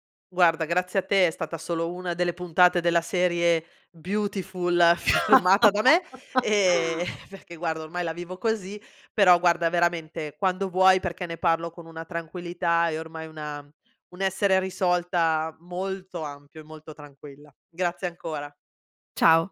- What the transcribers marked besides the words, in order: laugh; laughing while speaking: "firmata"; laughing while speaking: "perché"
- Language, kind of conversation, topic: Italian, podcast, Come stabilire dei limiti con parenti invadenti?